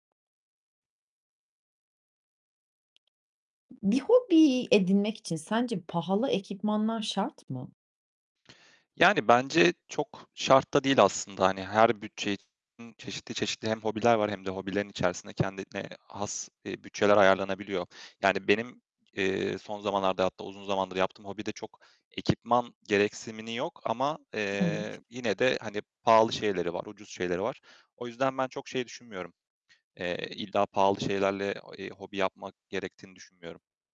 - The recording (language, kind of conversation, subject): Turkish, podcast, Bir hobiye başlamak için pahalı ekipman şart mı sence?
- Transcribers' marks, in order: tapping; other background noise; distorted speech; "gereksimini" said as "gereksinimi"